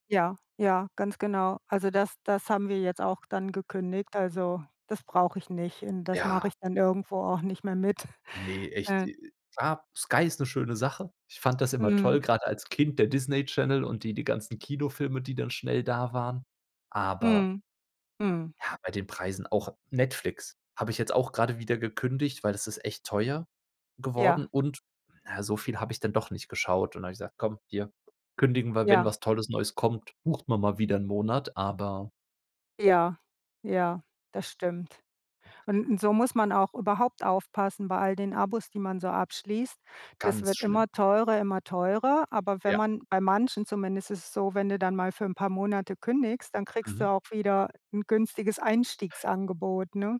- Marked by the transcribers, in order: put-on voice: "Ja"; chuckle; other background noise
- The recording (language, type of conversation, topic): German, unstructured, Was denkst du über die steigenden Preise im Alltag?